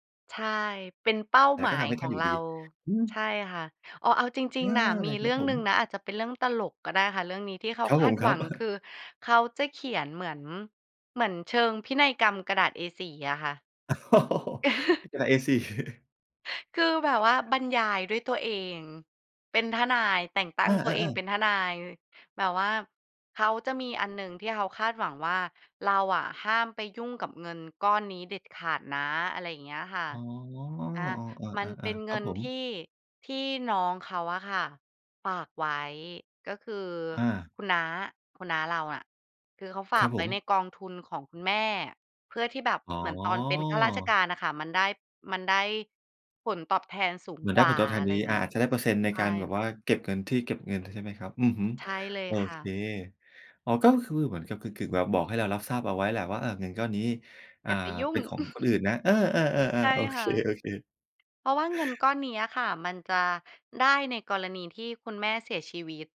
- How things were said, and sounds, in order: tapping; chuckle; laugh; chuckle; other noise; chuckle; laughing while speaking: "โอเค ๆ"
- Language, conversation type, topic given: Thai, podcast, พ่อแม่คาดหวังให้คุณรับผิดชอบอะไรเมื่อเขาแก่ตัวลง?